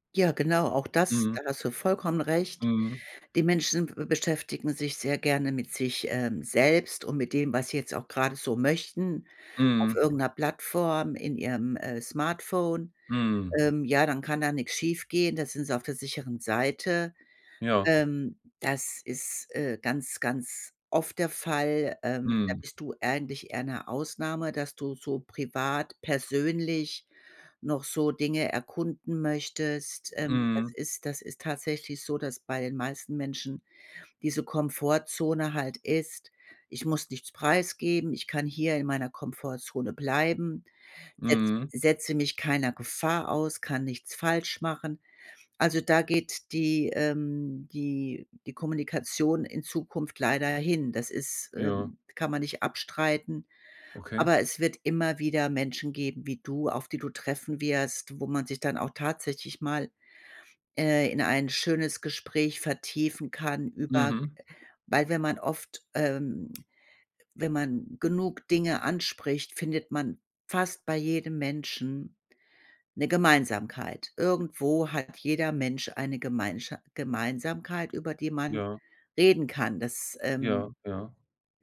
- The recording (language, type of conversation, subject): German, advice, Wie kann ich Gespräche vertiefen, ohne aufdringlich zu wirken?
- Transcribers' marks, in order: other background noise